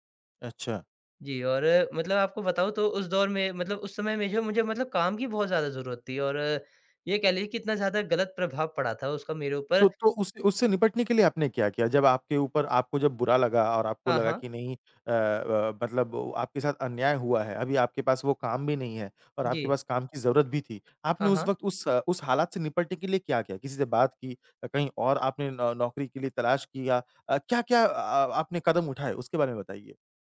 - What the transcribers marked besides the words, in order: none
- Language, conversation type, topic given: Hindi, podcast, असफलता के बाद आपने खुद पर भरोसा दोबारा कैसे पाया?